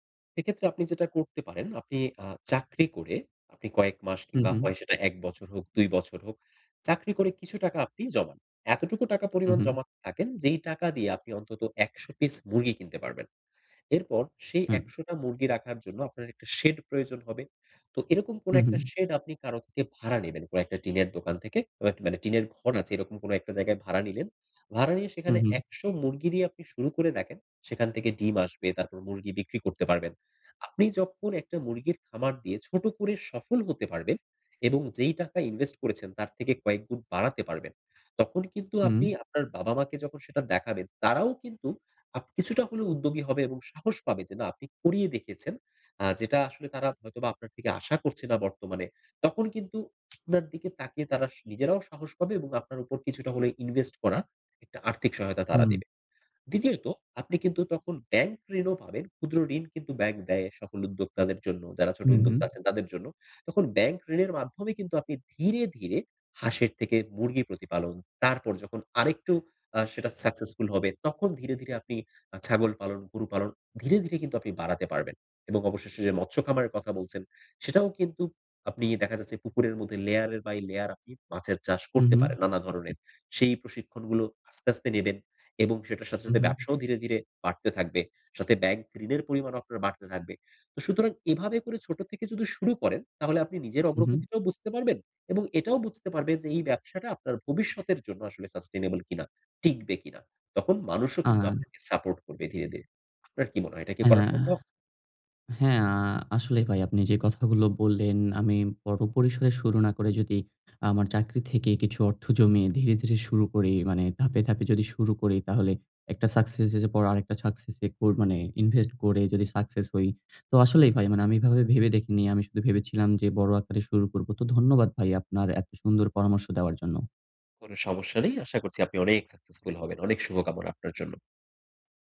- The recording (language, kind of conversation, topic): Bengali, advice, কাজের জন্য পর্যাপ্ত সম্পদ বা সহায়তা চাইবেন কীভাবে?
- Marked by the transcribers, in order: tapping; other noise; "যদি" said as "যদু"; in English: "Sustainable"; drawn out: "অনেক"